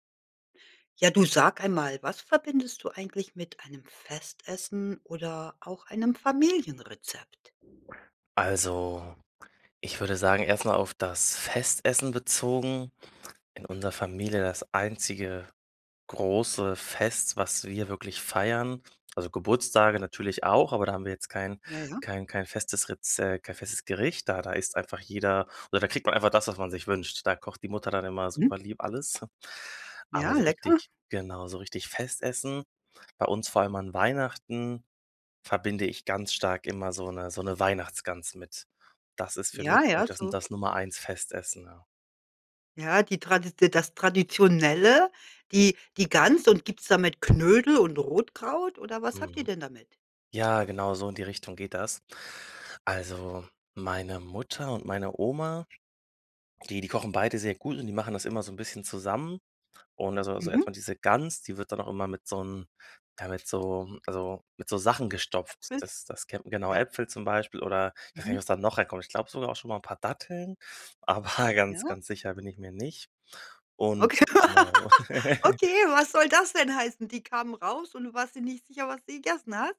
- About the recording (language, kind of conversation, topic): German, podcast, Was verbindest du mit Festessen oder Familienrezepten?
- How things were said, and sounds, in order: chuckle; laughing while speaking: "aber"; laugh